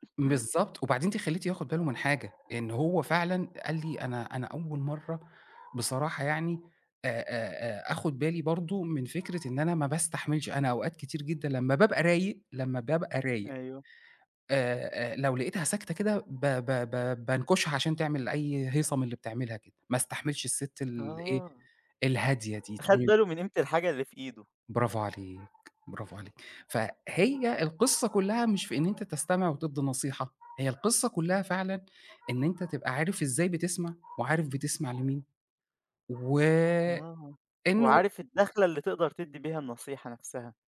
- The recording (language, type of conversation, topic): Arabic, podcast, إزاي تقدر توازن بين إنك تسمع كويس وإنك تدي نصيحة من غير ما تفرضها؟
- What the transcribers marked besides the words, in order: dog barking